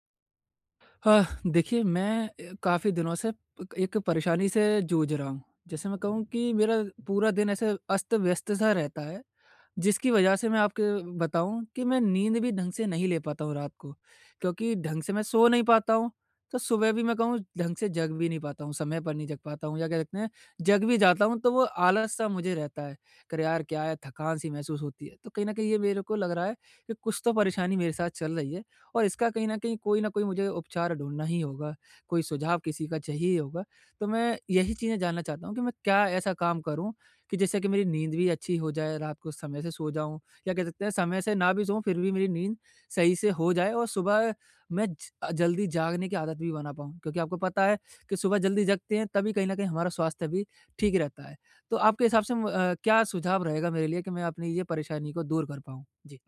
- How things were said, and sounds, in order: none
- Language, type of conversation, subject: Hindi, advice, मैं नियमित रूप से सोने और जागने की दिनचर्या कैसे बना सकता/सकती हूँ?
- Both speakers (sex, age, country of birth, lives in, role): male, 20-24, India, India, user; male, 50-54, India, India, advisor